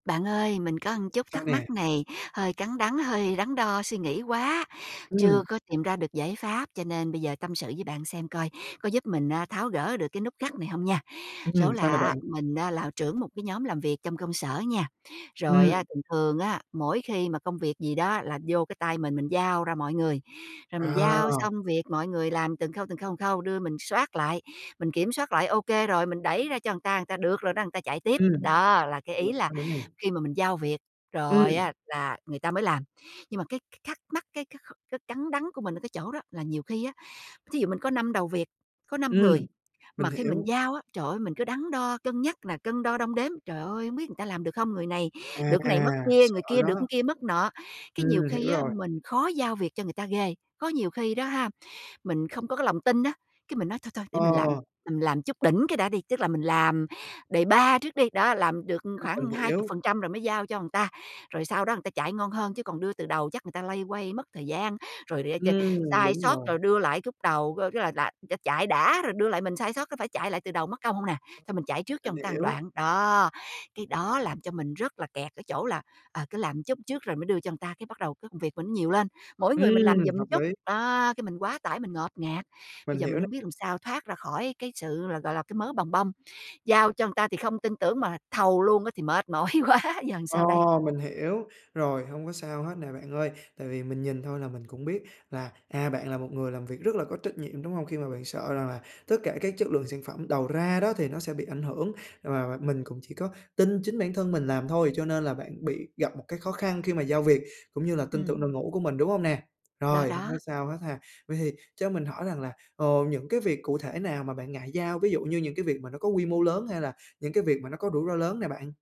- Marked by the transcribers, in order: "một" said as "ừn"; other background noise; "người" said as "ừn"; "người" said as "ừn"; "người" said as "ừn"; tapping; "người" said as "ừn"; "người" said as "ừn"; "người" said as "ừn"; unintelligible speech; "người" said as "ừn"; "người" said as "ừn"; "người" said as "ừn"; laughing while speaking: "mỏi quá"
- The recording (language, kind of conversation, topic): Vietnamese, advice, Làm thế nào để tôi giao việc hiệu quả và tin tưởng đội ngũ của mình?